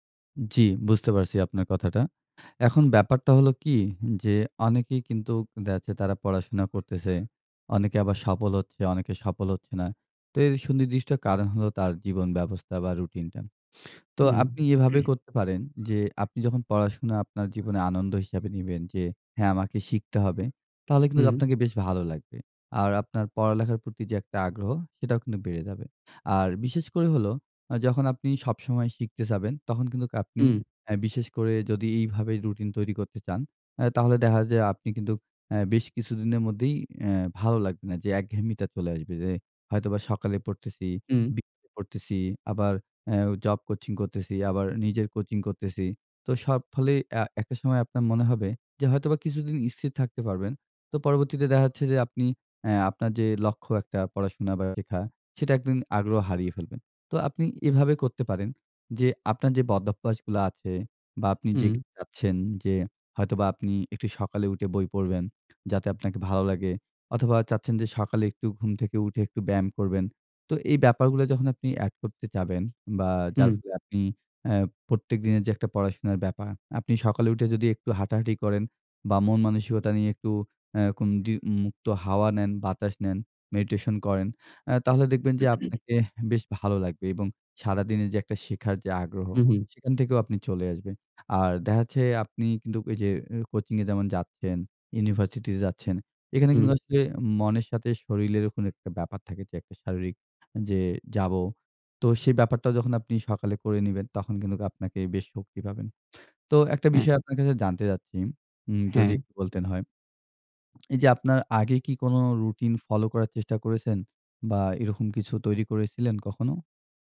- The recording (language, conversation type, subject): Bengali, advice, কেন আপনি প্রতিদিন একটি স্থির রুটিন তৈরি করে তা মেনে চলতে পারছেন না?
- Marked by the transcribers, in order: tapping; "কিন্তু" said as "কিন্তুক"; other background noise; sniff; throat clearing; "চাইবেন" said as "চাবেন"; "কিন্তু" said as "কিন্তুক"; "স্থির" said as "ইস্থির"; "উঠে" said as "উটে"; "চাইবেন" said as "চাবেন"; throat clearing; "কিন্তু" said as "কিন্তুক"; "কিন্তু" said as "কিন্তুক"; "শরীরেরও" said as "শরীলেরও"; "কিন্তু" said as "কিন্তুক"; lip smack